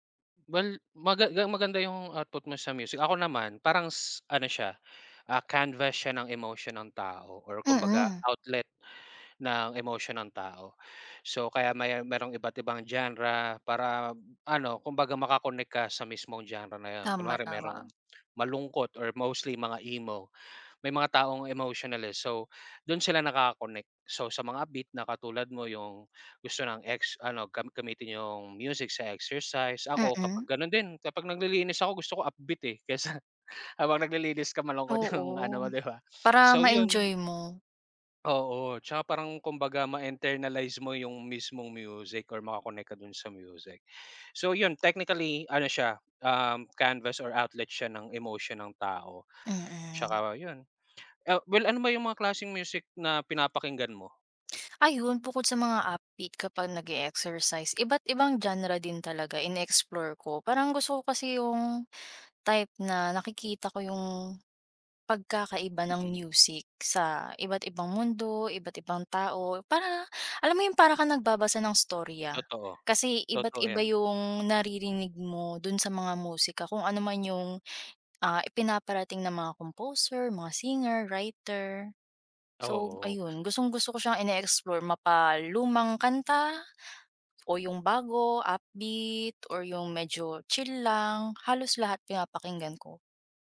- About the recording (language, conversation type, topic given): Filipino, unstructured, Paano ka naaapektuhan ng musika sa araw-araw?
- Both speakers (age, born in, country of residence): 20-24, Philippines, Philippines; 30-34, Philippines, Philippines
- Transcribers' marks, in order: in English: "canvas"; in English: "genre"; in English: "genre"; tapping; in English: "emo"; in English: "upbeat"; in English: "upbeat"; chuckle; laughing while speaking: "'yung"; sniff; in English: "internalize"; gasp; in English: "canvas"; gasp; gasp; in English: "upbeat"; in English: "genre"; gasp; in English: "upbeat"